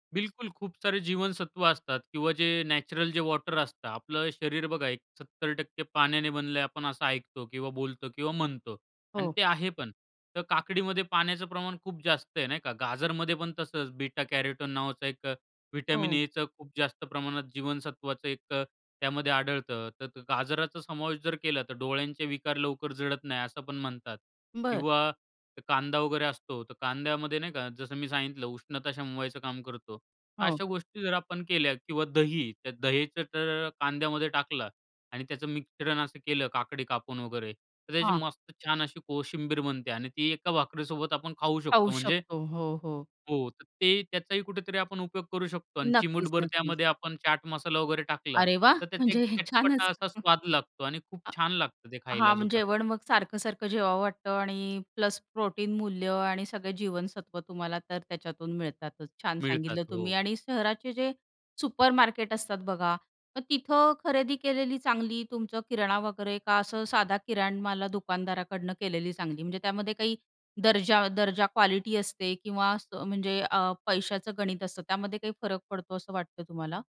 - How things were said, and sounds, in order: laughing while speaking: "म्हणजे छानच"
- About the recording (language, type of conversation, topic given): Marathi, podcast, बजेटमध्ये आरोग्यदायी अन्न खरेदी कशी कराल?